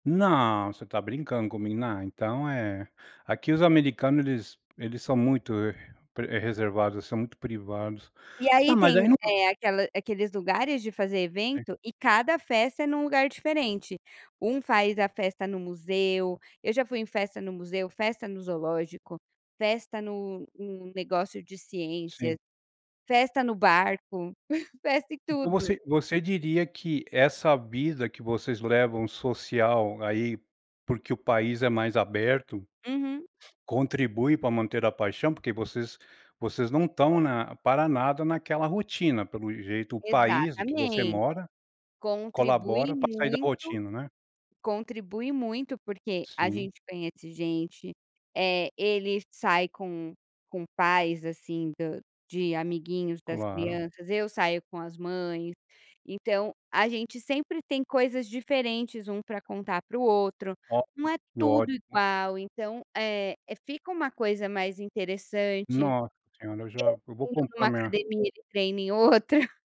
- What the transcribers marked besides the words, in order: chuckle; other background noise
- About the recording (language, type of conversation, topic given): Portuguese, podcast, Como manter a paixão depois de anos juntos?